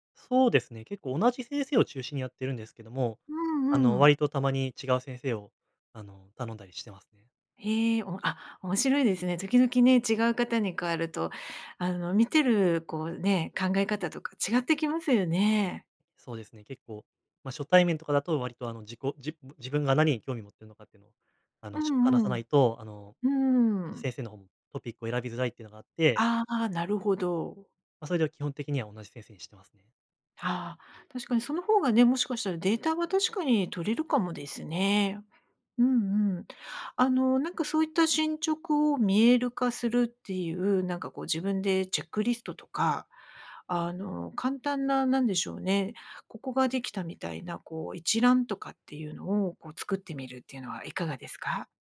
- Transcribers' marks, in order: other noise
- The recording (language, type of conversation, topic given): Japanese, advice, 進捗が見えず達成感を感じられない